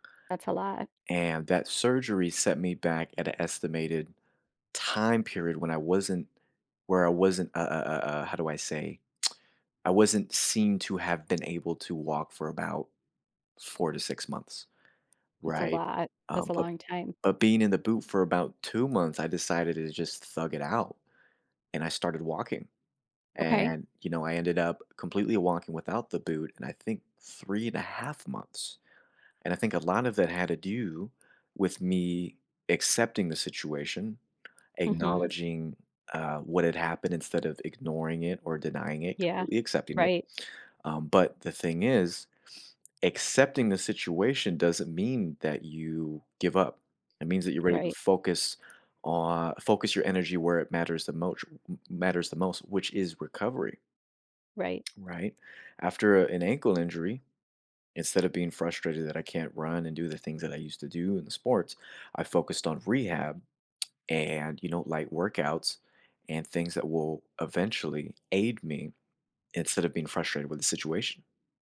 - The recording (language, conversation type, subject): English, unstructured, How can I stay hopeful after illness or injury?
- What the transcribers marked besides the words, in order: lip smack; tapping; other background noise